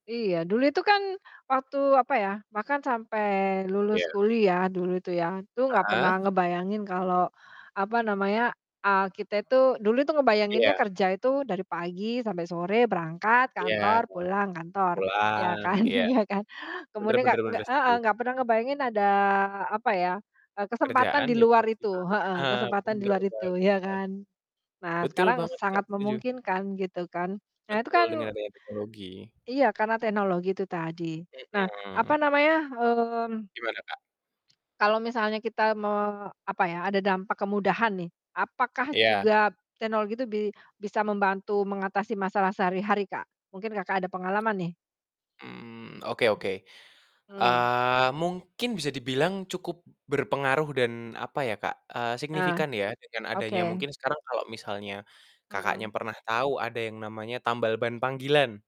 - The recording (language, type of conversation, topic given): Indonesian, unstructured, Teknologi terbaru apa yang menurutmu paling membantu kehidupan sehari-hari?
- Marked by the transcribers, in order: laughing while speaking: "kan iya kan?"; distorted speech; other background noise